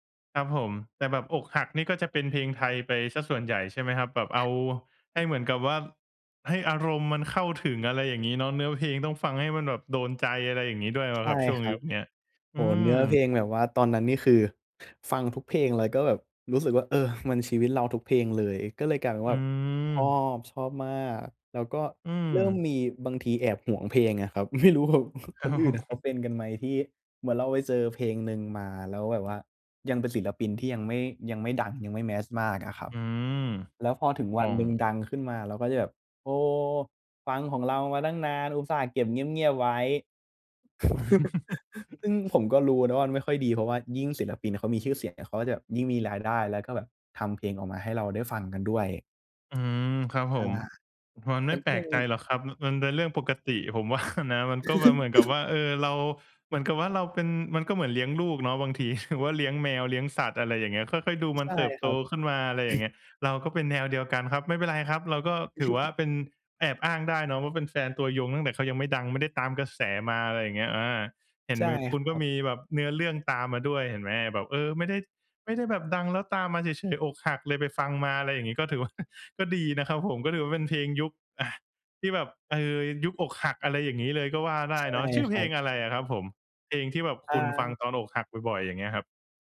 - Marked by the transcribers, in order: other background noise; tapping; laughing while speaking: "ไม่รู้แบบ"; chuckle; in English: "mass"; chuckle; laughing while speaking: "ว่า"; laugh; throat clearing; chuckle; chuckle
- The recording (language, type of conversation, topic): Thai, podcast, มีเพลงไหนที่ฟังแล้วกลายเป็นเพลงประจำช่วงหนึ่งของชีวิตคุณไหม?